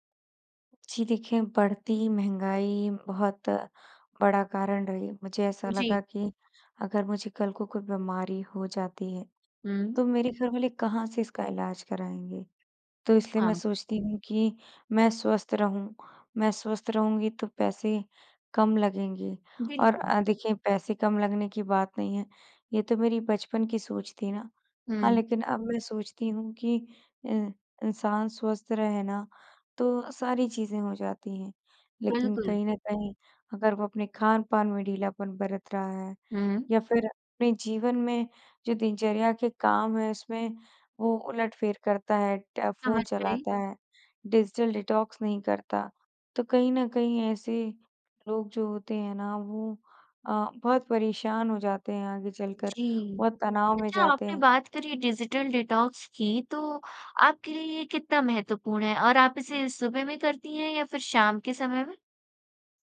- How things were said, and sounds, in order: in English: "डिजिटल डिटॉक्स"; in English: "डिजिटल डिटॉक्स"
- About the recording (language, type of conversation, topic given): Hindi, podcast, सुबह उठने के बाद आप सबसे पहले क्या करते हैं?